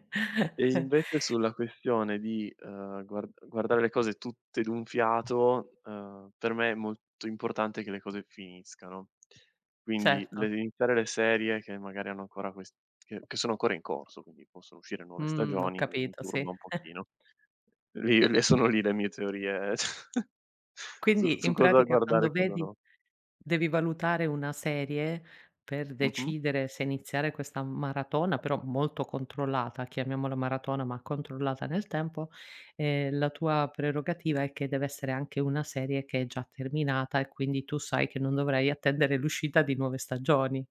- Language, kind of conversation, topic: Italian, podcast, Come vivi le maratone di serie TV: le ami o le odi?
- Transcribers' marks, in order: tapping; chuckle; other background noise; laughing while speaking: "ceh"; "cioè" said as "ceh"; chuckle